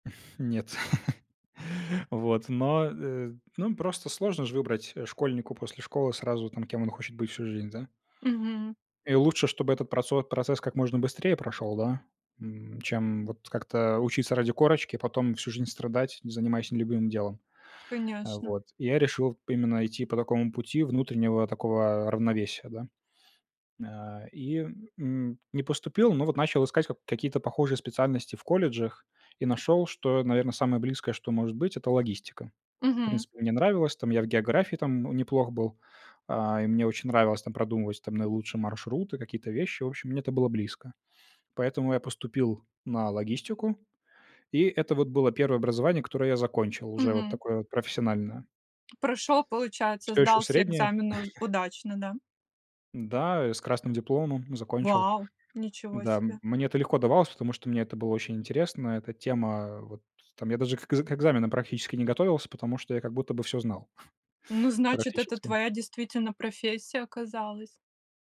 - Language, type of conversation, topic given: Russian, podcast, Как вы пришли к своей нынешней профессии?
- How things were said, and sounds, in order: chuckle; tapping; chuckle; chuckle